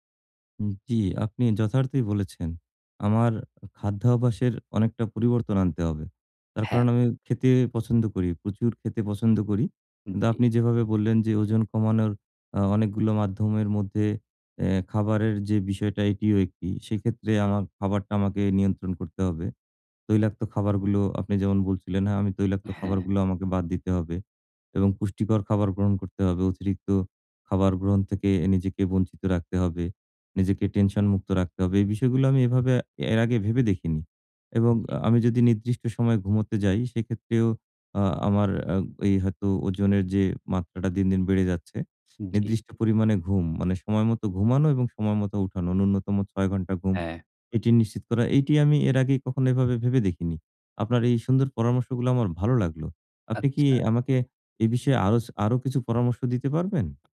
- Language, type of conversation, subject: Bengali, advice, ওজন কমানোর জন্য চেষ্টা করেও ফল না পেলে কী করবেন?
- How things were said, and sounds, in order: none